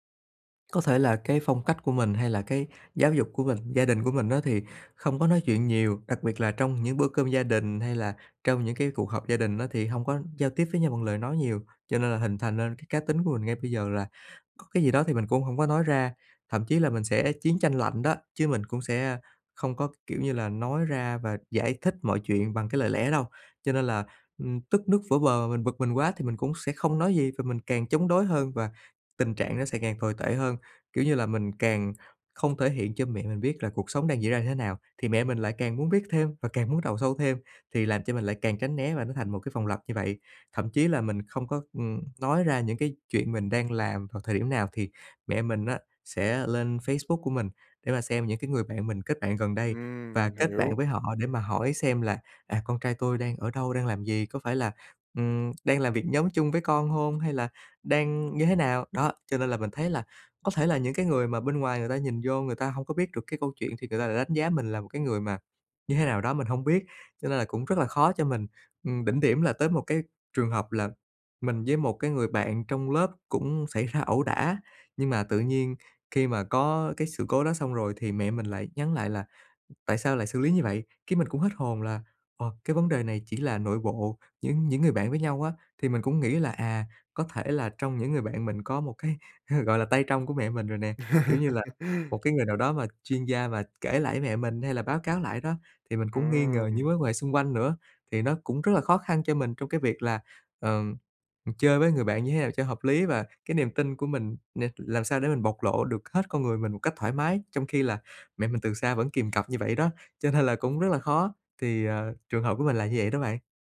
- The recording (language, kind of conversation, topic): Vietnamese, advice, Làm sao tôi có thể đặt ranh giới với người thân mà không gây xung đột?
- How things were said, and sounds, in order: tapping; laugh; laugh